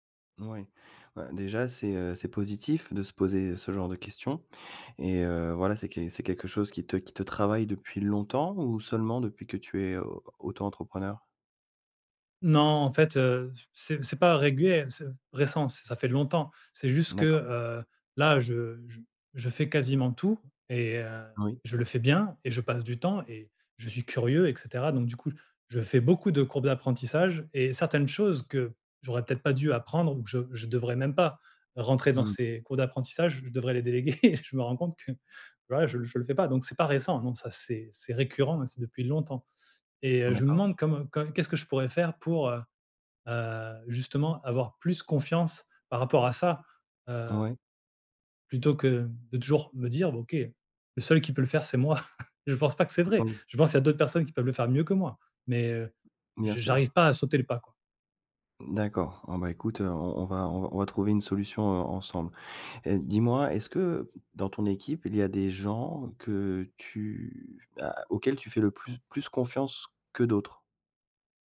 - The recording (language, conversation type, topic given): French, advice, Comment surmonter mon hésitation à déléguer des responsabilités clés par manque de confiance ?
- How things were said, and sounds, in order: chuckle; chuckle